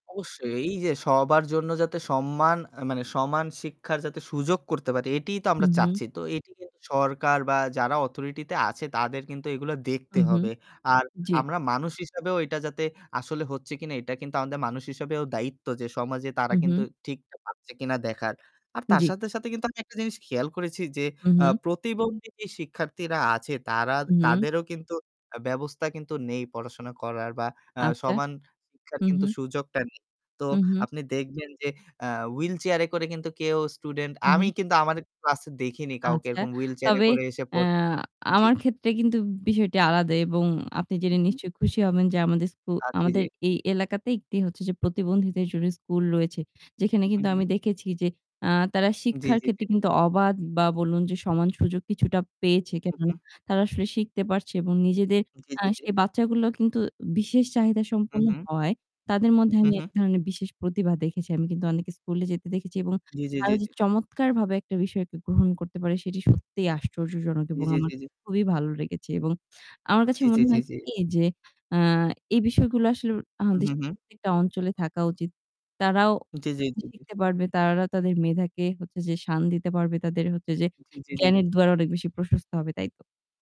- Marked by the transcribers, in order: static; in English: "authority"; distorted speech; other background noise; "আচ্ছা" said as "আচ্চা"; in English: "wheelchair"; in English: "wheelchair"; unintelligible speech
- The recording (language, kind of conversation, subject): Bengali, unstructured, সবার জন্য সমান শিক্ষার সুযোগ কতটা সম্ভব?